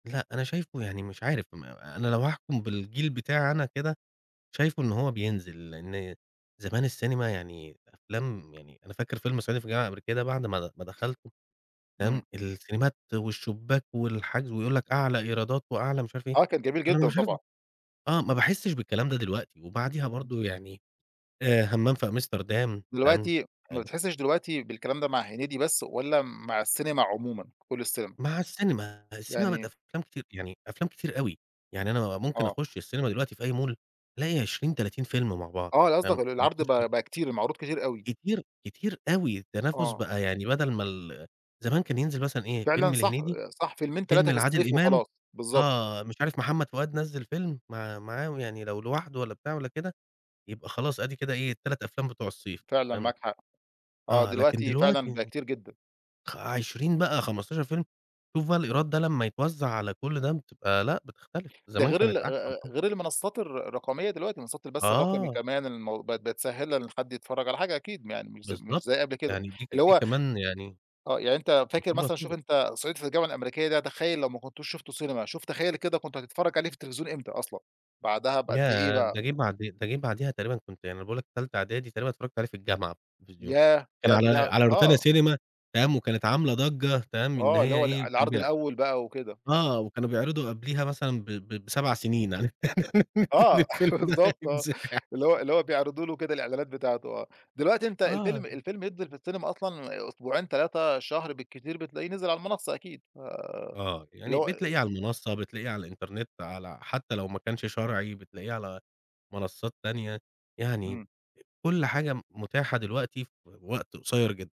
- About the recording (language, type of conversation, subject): Arabic, podcast, مين الفنان المحلي اللي بتفضّله؟
- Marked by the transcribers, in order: tapping; other background noise; unintelligible speech; in English: "مول"; unintelligible speech; unintelligible speech; laugh; giggle; laughing while speaking: "الفيلم ده هيتذاع"